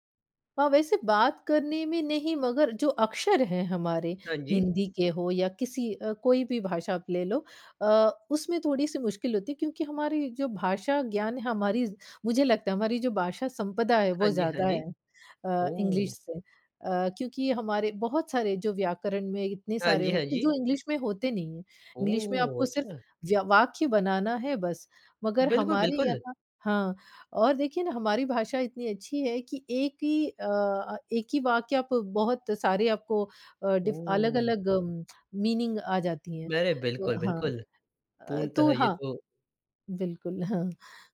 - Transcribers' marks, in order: in English: "इंग्लिश"; in English: "इंग्लिश"; tapping; in English: "मीनिंग"
- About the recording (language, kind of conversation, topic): Hindi, podcast, नई पीढ़ी तक आप अपनी भाषा कैसे पहुँचाते हैं?